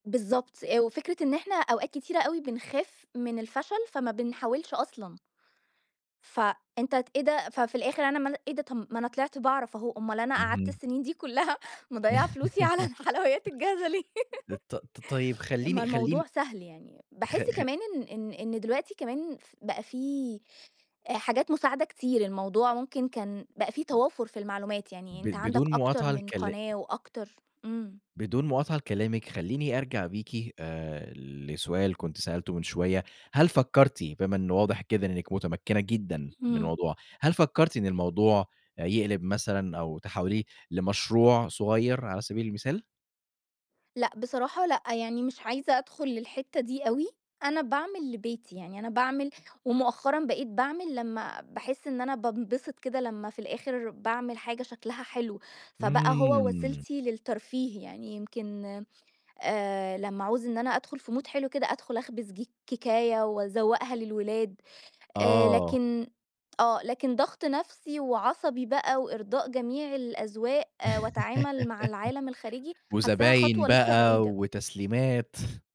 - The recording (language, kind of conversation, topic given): Arabic, podcast, إزاي اخترعت طبقك المميّز؟
- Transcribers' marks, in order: tapping; laugh; laughing while speaking: "كلها مضيّعة فلوسي على الحلويات الجاهزة ليه"; laugh; in English: "مود"; laugh